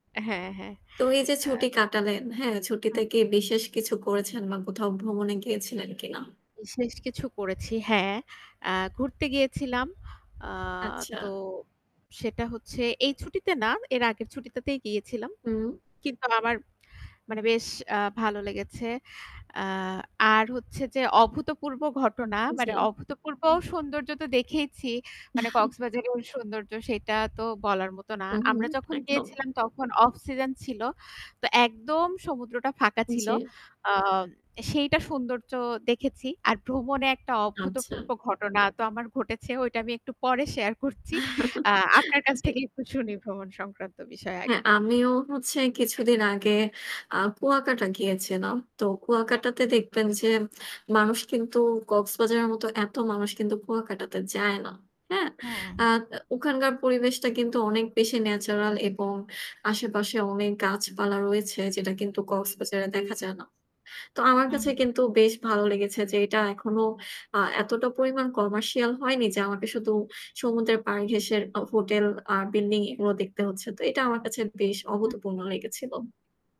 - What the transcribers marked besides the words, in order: distorted speech; other background noise; static; chuckle; chuckle; horn
- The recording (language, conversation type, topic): Bengali, unstructured, আপনি কি কখনও কোনো ভ্রমণে এমন কোনো অদ্ভুত বা অসাধারণ কিছু দেখেছেন?